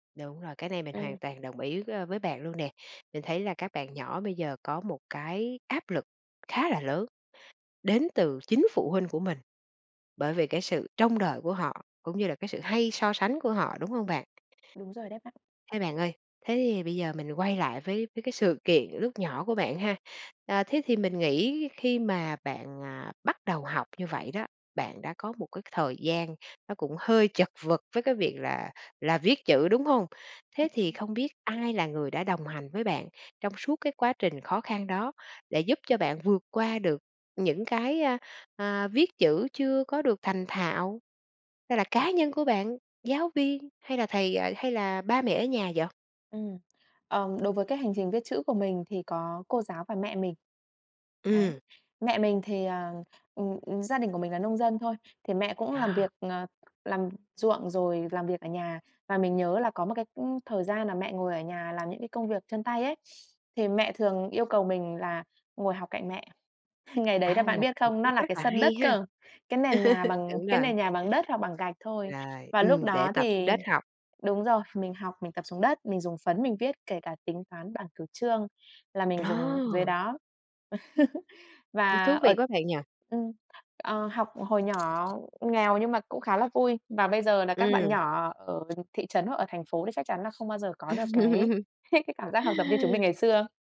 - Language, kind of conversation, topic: Vietnamese, podcast, Bạn có thể kể về trải nghiệm học tập đáng nhớ nhất của bạn không?
- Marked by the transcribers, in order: tapping; other background noise; laughing while speaking: "Ngày"; laugh; laugh; laugh